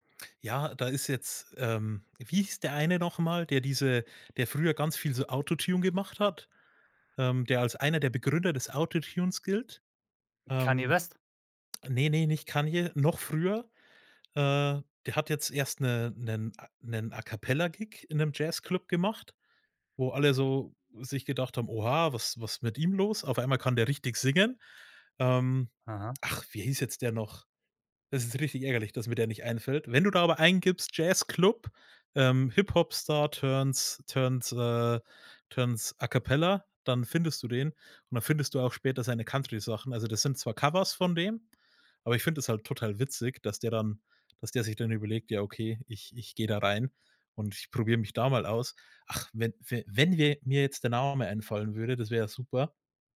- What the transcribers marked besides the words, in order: other background noise
- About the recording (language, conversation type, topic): German, podcast, Hörst du heute andere Musikrichtungen als früher, und wenn ja, warum?
- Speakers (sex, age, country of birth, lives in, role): male, 30-34, Germany, Germany, guest; male, 35-39, Germany, Sweden, host